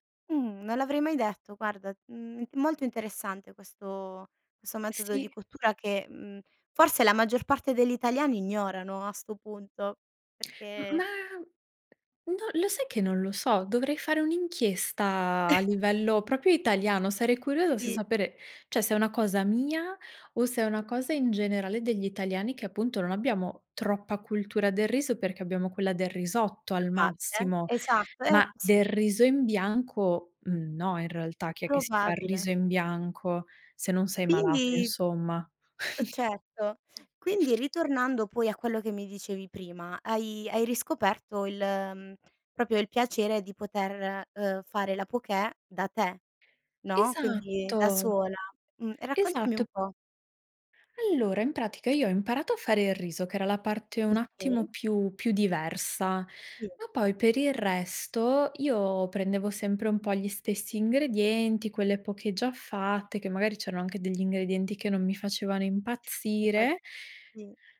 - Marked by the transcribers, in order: tapping; chuckle; "proprio" said as "propio"; "cioè" said as "ceh"; chuckle; "proprio" said as "propio"; "Okay" said as "mkay"; other background noise
- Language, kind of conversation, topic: Italian, podcast, Cosa ti spinge a cucinare invece di ordinare da asporto?